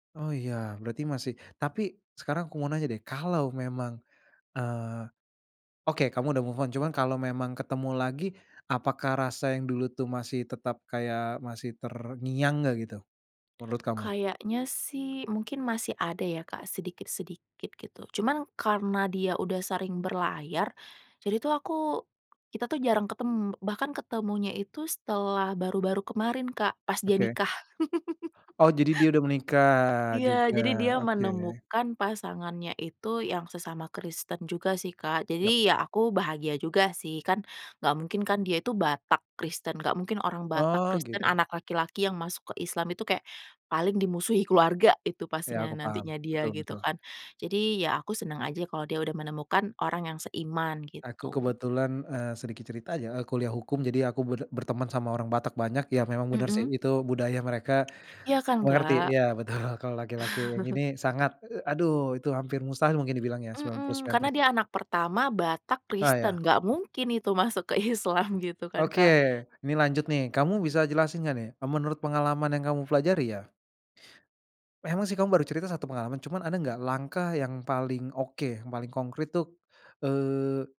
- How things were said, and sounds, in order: in English: "move on"; laugh; tapping; laughing while speaking: "betul"; laugh; laughing while speaking: "ke Islam"
- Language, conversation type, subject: Indonesian, podcast, Apa yang paling membantu saat susah move on?